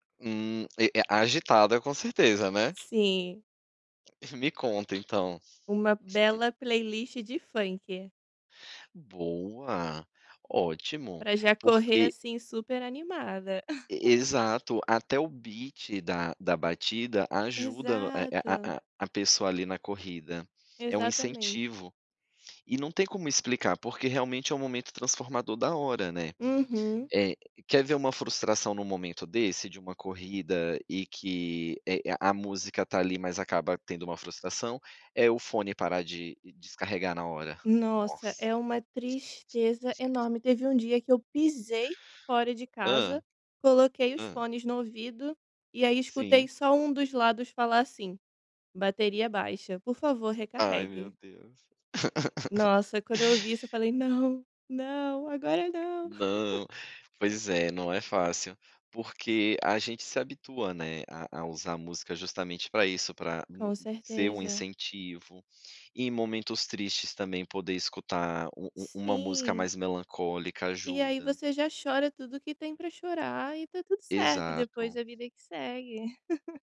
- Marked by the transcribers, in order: tapping; other background noise; chuckle; laugh; chuckle; laugh; giggle; chuckle
- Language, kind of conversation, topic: Portuguese, podcast, O que transforma uma música em nostalgia pra você?